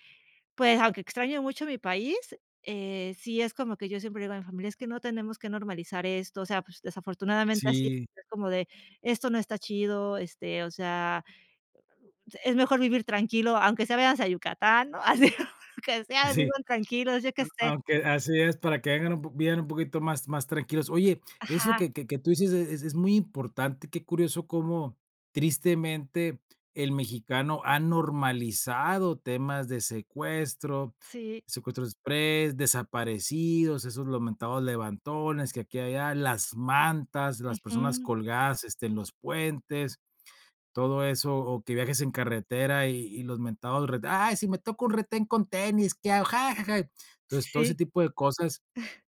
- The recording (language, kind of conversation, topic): Spanish, podcast, ¿Qué te enseñó mudarte a otro país?
- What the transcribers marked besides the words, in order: none